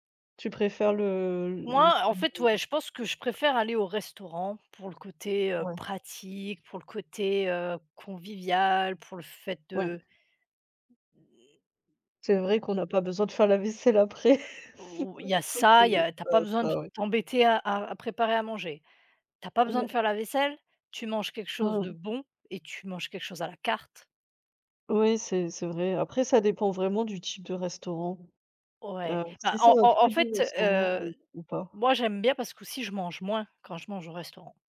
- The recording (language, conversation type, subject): French, unstructured, Préférez-vous la cuisine maison ou les restaurants ?
- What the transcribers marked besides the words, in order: unintelligible speech; tapping; other background noise; chuckle; unintelligible speech